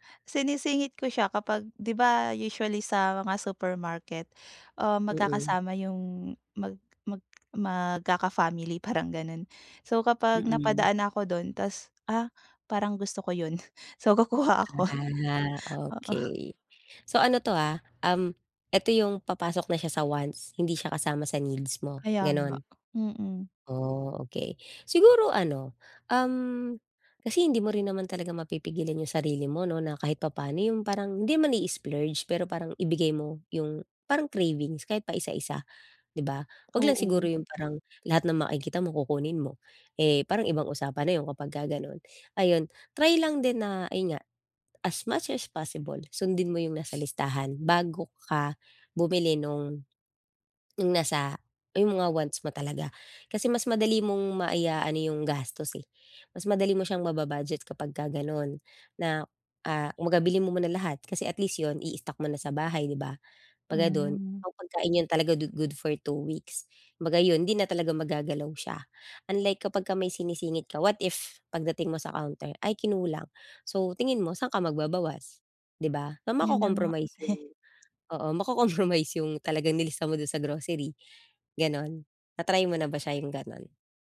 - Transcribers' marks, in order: other background noise; scoff; chuckle; tapping; swallow; "ganon" said as "gadon"; background speech; chuckle; scoff
- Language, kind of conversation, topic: Filipino, advice, Paano ako makakapagbadyet at makakapamili nang matalino sa araw-araw?